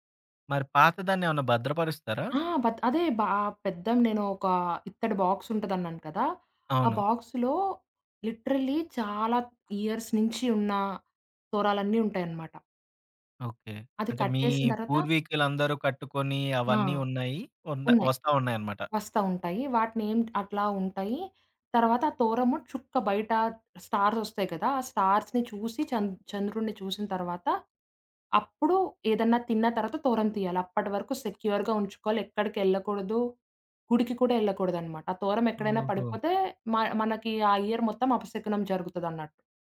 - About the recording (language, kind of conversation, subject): Telugu, podcast, మీ కుటుంబ సంప్రదాయాల్లో మీకు అత్యంత ఇష్టమైన సంప్రదాయం ఏది?
- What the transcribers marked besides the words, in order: in English: "బాక్స్"; in English: "బాక్స్‌లో లిటరల్లీ"; in English: "ఇయర్స్"; in English: "స్టార్స్"; in English: "స్టార్స్‌ని"; tapping; in English: "సెక్యూర్‌గా"; in English: "ఇయర్"